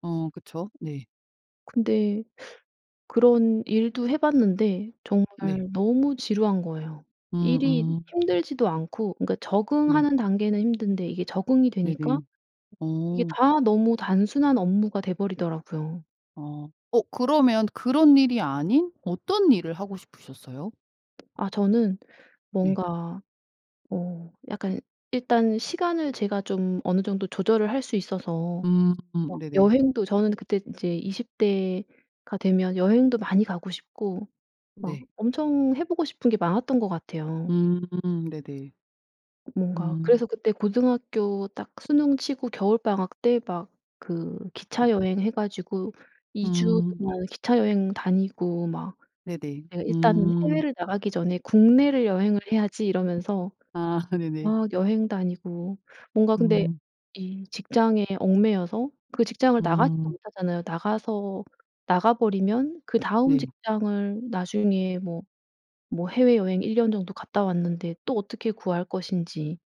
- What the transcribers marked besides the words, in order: tapping; laugh; other background noise
- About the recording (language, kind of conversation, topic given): Korean, podcast, 가족이 원하는 직업과 내가 하고 싶은 일이 다를 때 어떻게 해야 할까?